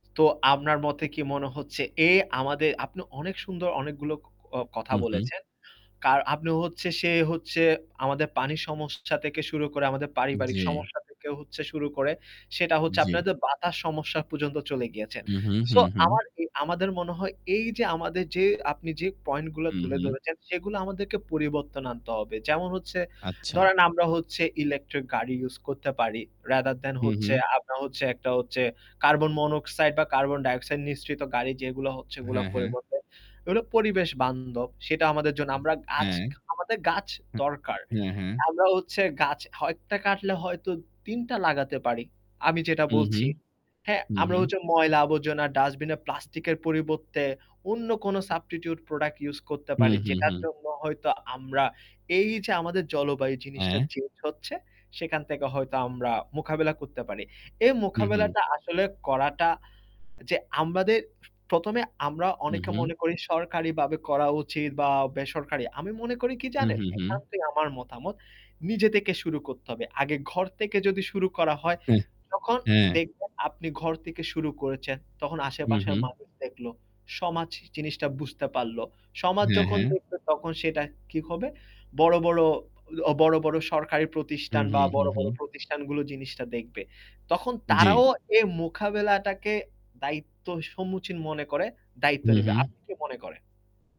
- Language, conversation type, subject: Bengali, unstructured, বিশ্বব্যাপী জলবায়ু পরিবর্তনের খবর শুনলে আপনার মনে কী ভাবনা আসে?
- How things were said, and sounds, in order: mechanical hum; static; distorted speech; other background noise; tapping; "মোকাবেলা" said as "মোখাবেলা"; "মোকাবেলাটা" said as "মোখাবেলাটা"; "সরকারিভাবে" said as "সরকারিবাবে"; "থেকে" said as "তেকে"; scoff; "সমাজ" said as "সমাচ"; "মোকাবেলাটাকে" said as "মোখাবেলাটাকে"; "সমীচীন" said as "সম্মুচীন"